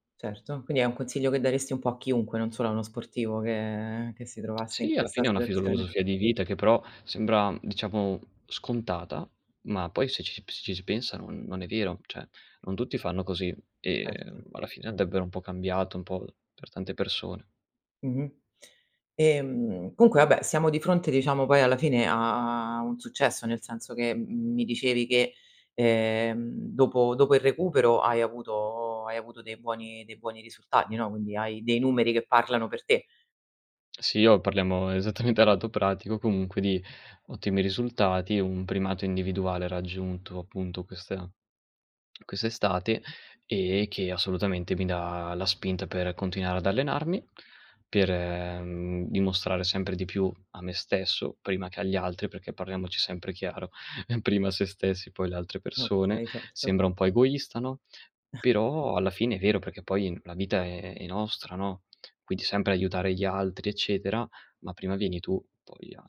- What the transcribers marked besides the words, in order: tongue click; "filosofia" said as "fisolosofia"; other background noise; "cioè" said as "ceh"; "vabbè" said as "abbè"; laughing while speaking: "esattamente"; tsk; chuckle; chuckle
- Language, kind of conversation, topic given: Italian, podcast, Raccontami di un fallimento che si è trasformato in un'opportunità?